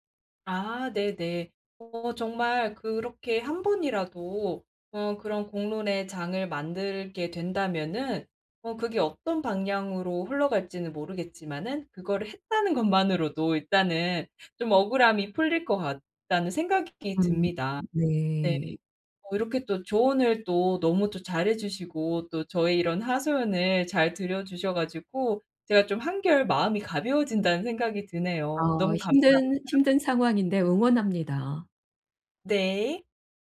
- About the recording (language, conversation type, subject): Korean, advice, 직장에서 관행처럼 굳어진 불공정한 처우에 실무적으로 안전하게 어떻게 대응해야 할까요?
- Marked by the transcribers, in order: "들어주셔" said as "들여주셔"; tapping